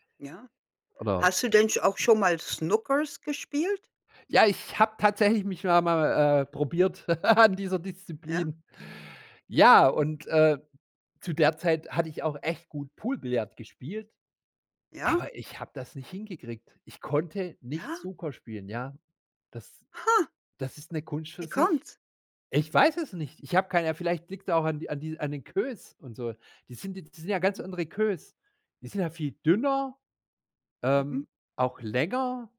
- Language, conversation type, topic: German, podcast, Was ist das Schönste daran, ein altes Hobby neu zu entdecken?
- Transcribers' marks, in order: put-on voice: "Snookers"; "Snooker" said as "Snookers"; chuckle; joyful: "an dieser Disziplin"; surprised: "Ha!"; anticipating: "Wie kommt's?"; in English: "Queues"; in English: "Queues"